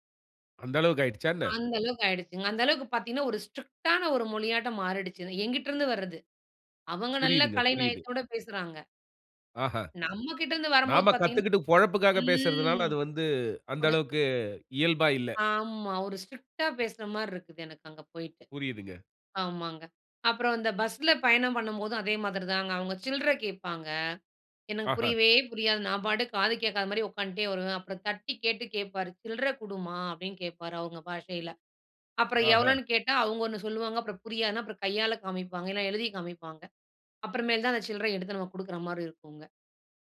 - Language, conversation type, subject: Tamil, podcast, மொழியை மாற்றியபோது உங்கள் அடையாள உணர்வு எப்படி மாறியது?
- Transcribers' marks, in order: in English: "ஸ்ட்ரிக்டான"; in English: "ஸ்ட்ரிக்ட்டா"